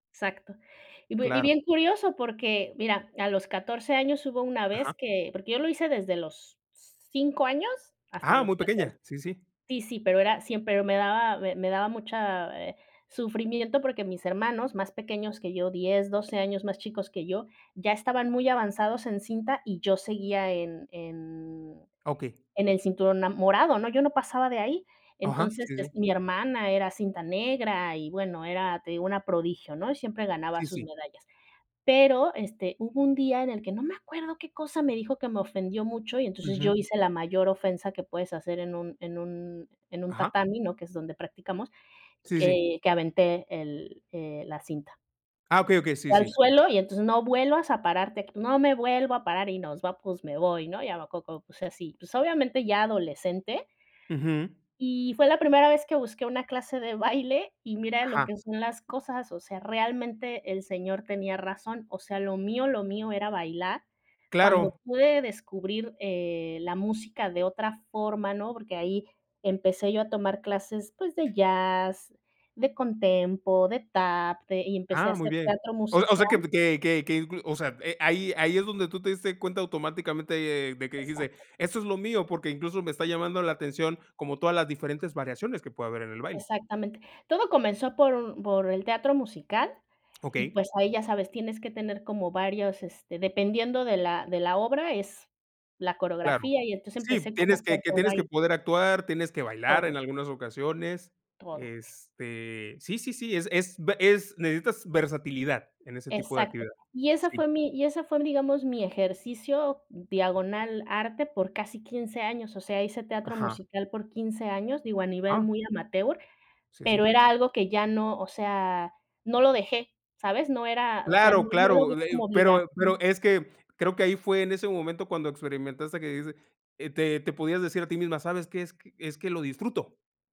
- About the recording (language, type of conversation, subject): Spanish, unstructured, ¿Qué recomendarías a alguien que quiere empezar a hacer ejercicio?
- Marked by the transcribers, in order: "poco" said as "coco"; laughing while speaking: "baile"; other background noise